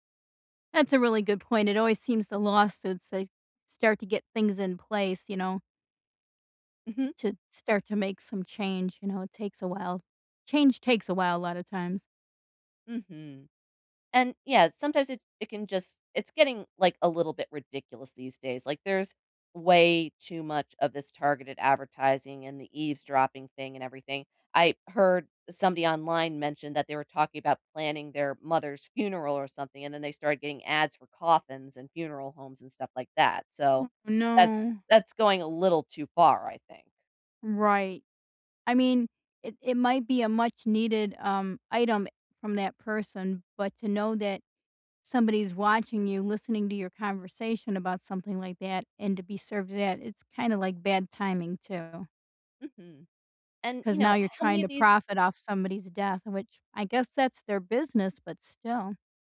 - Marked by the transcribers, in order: other background noise
- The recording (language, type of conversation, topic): English, unstructured, Should I be worried about companies selling my data to advertisers?